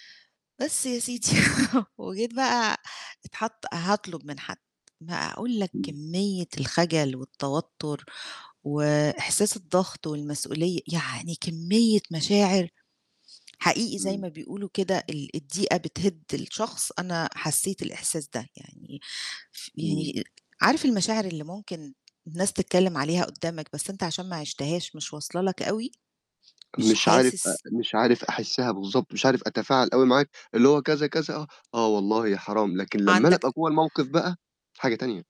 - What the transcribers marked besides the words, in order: chuckle; tapping
- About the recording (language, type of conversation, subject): Arabic, podcast, إيه اللي اتعلمته لما اضطريت تطلب مساعدة؟